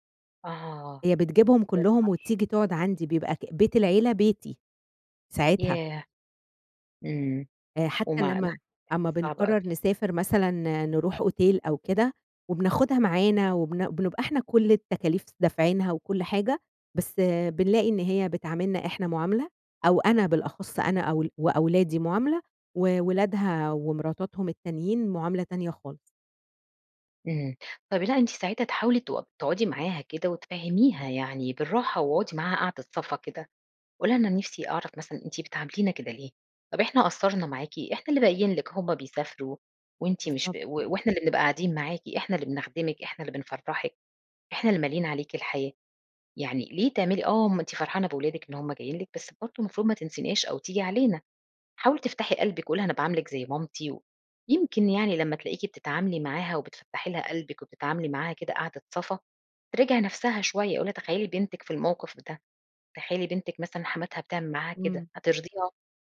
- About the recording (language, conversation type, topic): Arabic, advice, إزاي ضغوط العيلة عشان أمشي مع التقاليد بتخلّيني مش عارفة أكون على طبيعتي؟
- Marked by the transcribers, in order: unintelligible speech; in English: "أوتيل"